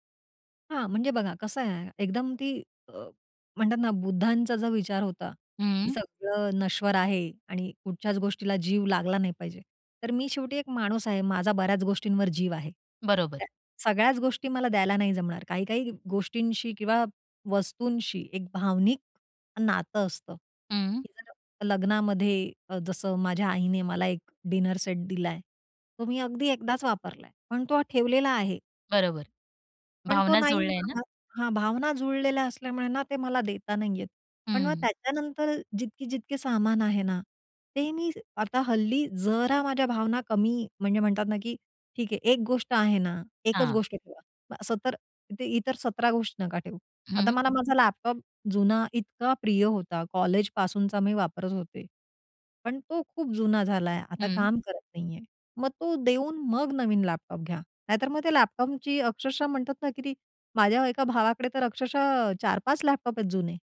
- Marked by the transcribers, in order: other background noise; in English: "डिनर सेट"; tapping
- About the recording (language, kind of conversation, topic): Marathi, podcast, अनावश्यक वस्तू कमी करण्यासाठी तुमचा उपाय काय आहे?